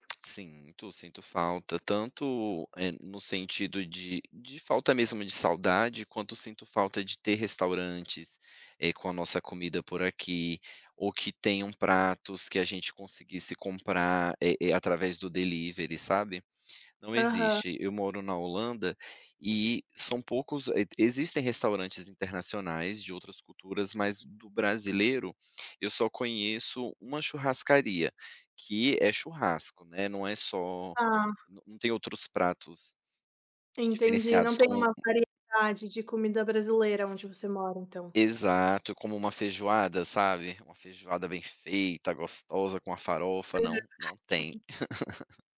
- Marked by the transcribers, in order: tapping; other background noise; chuckle
- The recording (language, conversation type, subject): Portuguese, podcast, Qual comida você associa ao amor ou ao carinho?